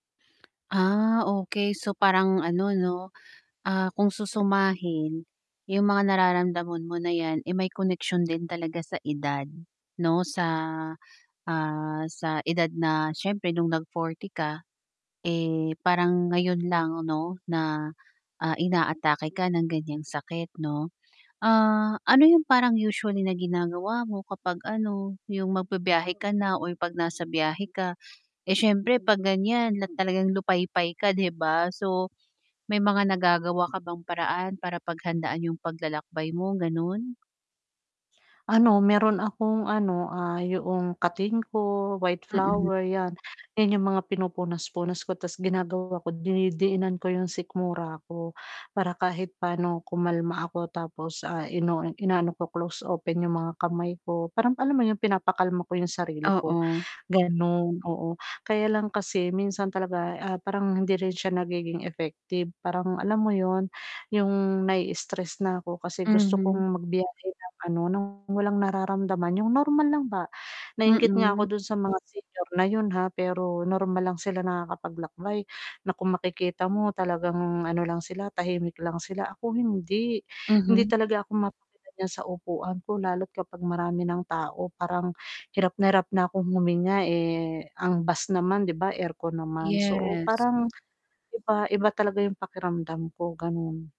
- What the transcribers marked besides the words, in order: tapping; static; mechanical hum; distorted speech; unintelligible speech
- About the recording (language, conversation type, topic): Filipino, advice, Paano ko mababawasan ang stress at mananatiling organisado habang naglalakbay?